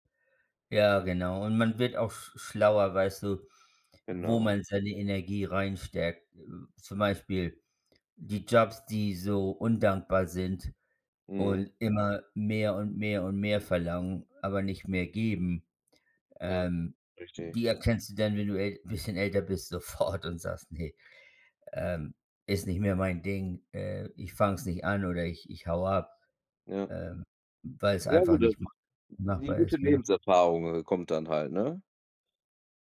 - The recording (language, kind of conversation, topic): German, unstructured, Wie findest du eine gute Balance zwischen Arbeit und Privatleben?
- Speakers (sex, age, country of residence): male, 35-39, Germany; male, 55-59, United States
- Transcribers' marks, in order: laughing while speaking: "sofort"